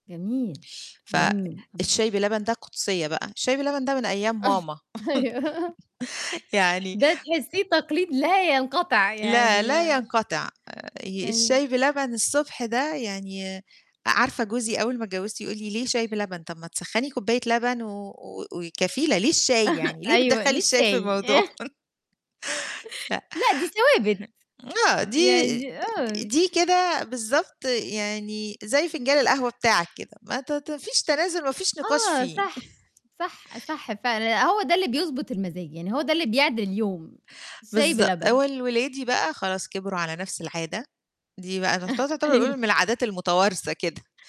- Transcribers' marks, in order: laugh; laughing while speaking: "أيوه"; chuckle; chuckle; chuckle; tapping; chuckle; unintelligible speech; chuckle; laughing while speaking: "أيوه"
- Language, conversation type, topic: Arabic, podcast, إيه طقوسك الصبح مع ولادك لو عندك ولاد؟